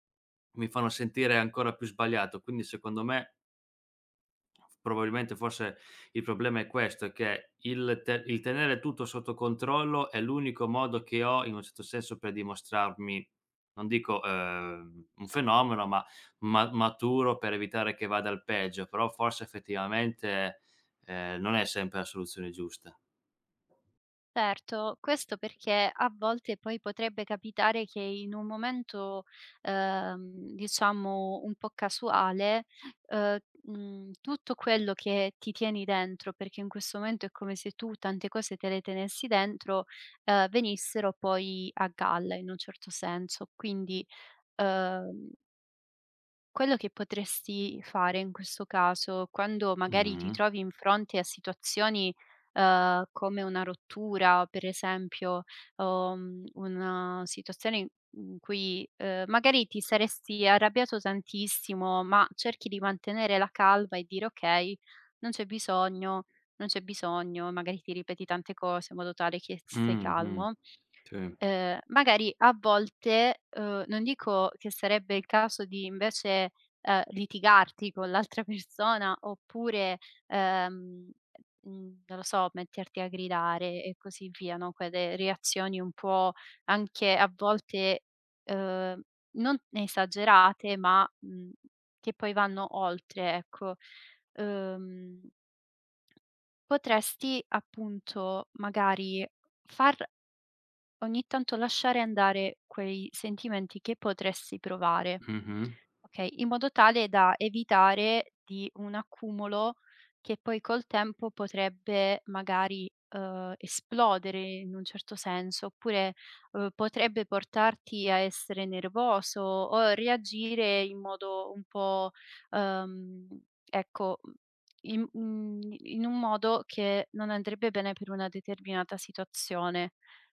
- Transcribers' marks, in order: other background noise; "certo" said as "seto"; tapping; laughing while speaking: "l'altra persona"
- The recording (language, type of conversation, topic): Italian, advice, Come hai vissuto una rottura improvvisa e lo shock emotivo che ne è seguito?